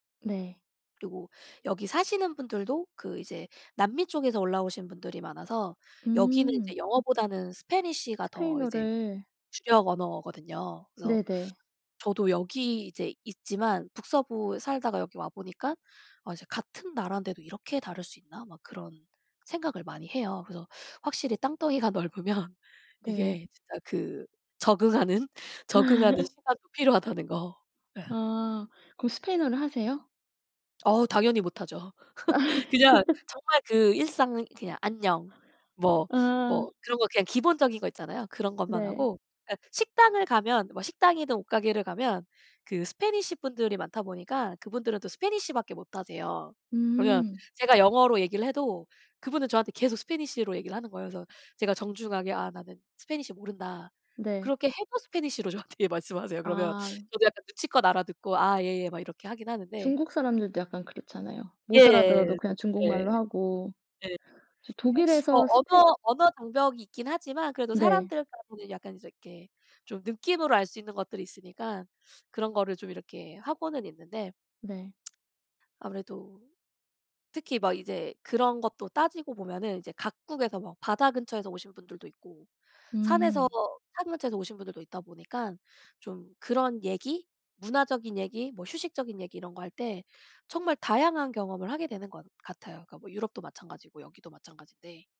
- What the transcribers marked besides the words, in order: in English: "Spanish가"; laughing while speaking: "땅덩이가 넓으면"; laughing while speaking: "적응하는, 적응하는 시간이 필요하다는 거"; laugh; laugh; in English: "Spanish"; in English: "Spanish"; in English: "Spanish로"; in English: "Spanish"; laughing while speaking: "Spanish로 저한테 말씀하세요. 그러면"; in English: "Spanish로"; tsk
- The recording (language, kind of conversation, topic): Korean, unstructured, 바다와 산 중 어느 곳에서 더 쉬고 싶으신가요?
- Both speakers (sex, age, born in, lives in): female, 35-39, South Korea, Germany; female, 35-39, South Korea, United States